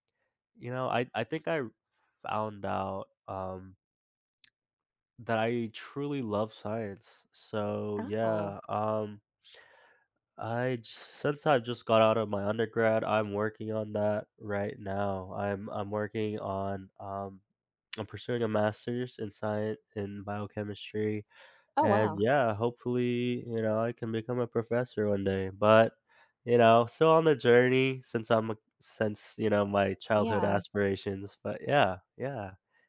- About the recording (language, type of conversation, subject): English, unstructured, How do your goals and aspirations shift as you grow older?
- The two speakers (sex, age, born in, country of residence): female, 40-44, United States, United States; male, 20-24, United States, United States
- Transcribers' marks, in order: other background noise